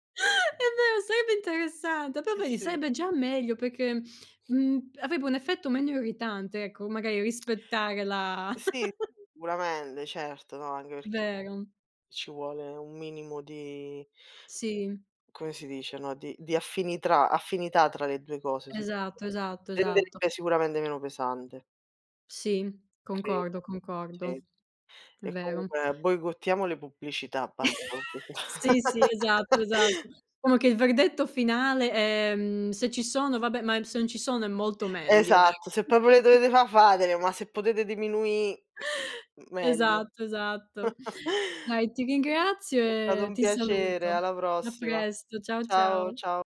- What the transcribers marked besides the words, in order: inhale; tongue click; "sicuramente" said as "curamente"; laugh; other background noise; alarm; "boicottiamo" said as "boigottiamo"; chuckle; unintelligible speech; laugh; chuckle; inhale; chuckle
- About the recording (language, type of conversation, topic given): Italian, unstructured, Ti dà fastidio quando la pubblicità rovina un film?